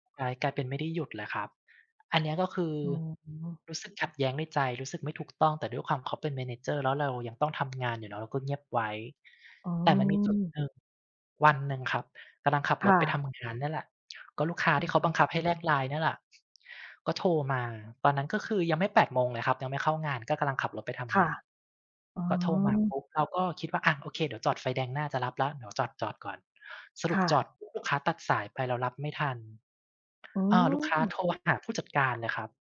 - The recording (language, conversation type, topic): Thai, unstructured, คุณเคยมีประสบการณ์ที่ได้เรียนรู้จากความขัดแย้งไหม?
- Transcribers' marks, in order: in English: "manager"; tapping; other background noise